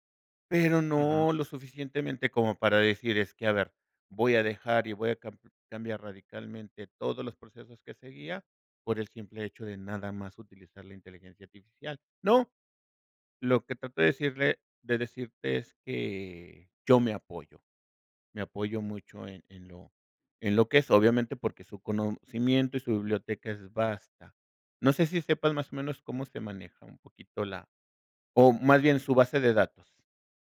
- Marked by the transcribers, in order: none
- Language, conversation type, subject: Spanish, podcast, ¿Cómo ha cambiado tu creatividad con el tiempo?